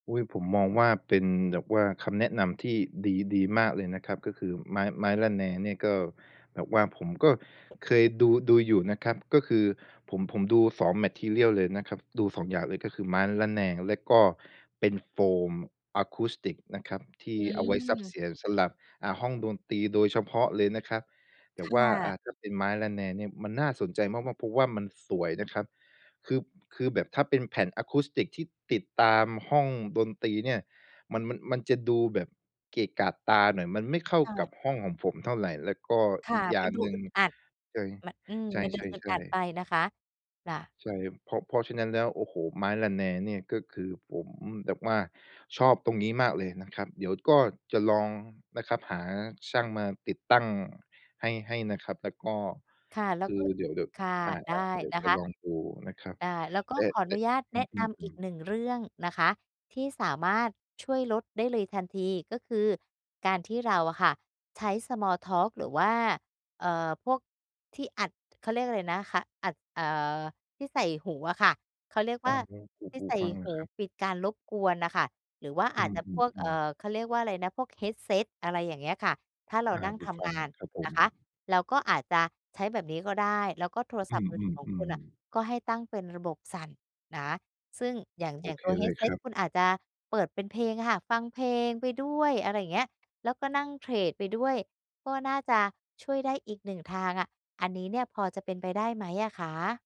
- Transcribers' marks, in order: tapping; in English: "มาทีเรียล"
- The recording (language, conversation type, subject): Thai, advice, จะลดสิ่งรบกวนระหว่างทำงานได้อย่างไร?